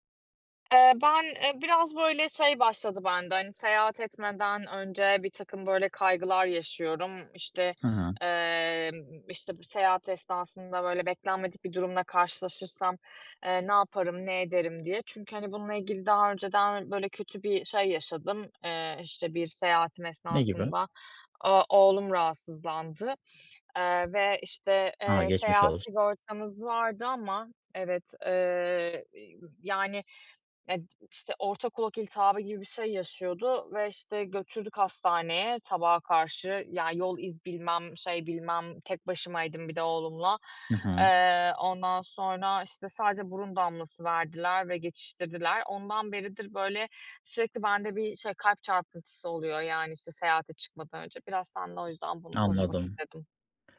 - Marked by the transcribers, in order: tapping; other background noise; sniff
- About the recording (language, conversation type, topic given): Turkish, advice, Seyahat sırasında beklenmedik durumlara karşı nasıl hazırlık yapabilirim?